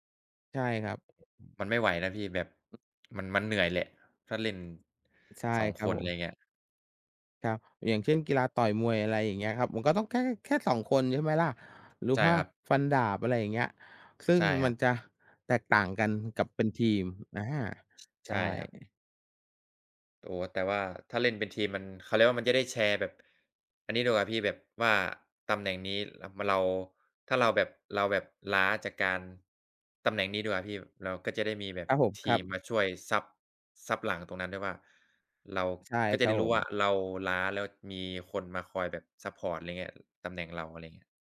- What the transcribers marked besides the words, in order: other background noise; "อว่า" said as "พว่า"
- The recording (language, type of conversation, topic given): Thai, unstructured, คุณเคยมีประสบการณ์สนุกๆ ขณะเล่นกีฬาไหม?